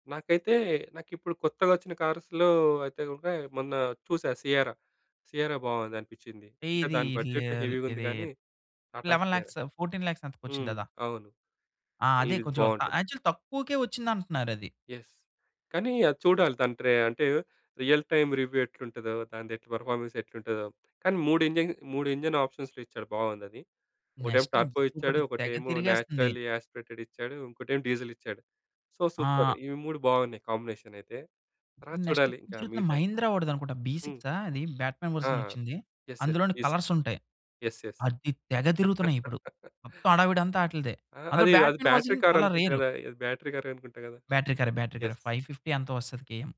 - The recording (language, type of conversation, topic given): Telugu, podcast, చిన్ననాటి ఆసక్తిని పెద్దవయసులో ఎలా కొనసాగిస్తారు?
- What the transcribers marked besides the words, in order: in English: "కార్స్‌లో"; in English: "లెవెన్ లాక్స్ ఫోర్‌టీన్ లాక్స్"; in English: "బడ్జెట్ హెవీగా"; in English: "యాక్చువల్"; in English: "యెస్"; in English: "రియల్ టైమ్ రివ్యూ"; in English: "పెర్ఫార్మెన్స్"; in English: "ఇంజిన్ ఆప్షన్స్‌లో"; in English: "నెక్స్ట్"; in English: "టర్బో"; in English: "నాచురల్లీ యాస్పిరేటెడ్"; in English: "డీజిల్"; in English: "సో, సూపర్!"; in English: "నెక్స్ట్"; in English: "బి"; in English: "బ్యాట్‌మ్యాన్ వెర్షన్"; in English: "యెస్, యెస్. యెస్, యెస్"; in English: "కలర్స్"; laugh; in English: "బ్యాట్‌మ్యాన్ వెర్షన్"; in English: "బ్యాటరీ"; in English: "బ్యాటరీ కార్"; in English: "యెస్"; in English: "ఫైవ్ ఫిఫ్టీ"; in English: "కేఎం"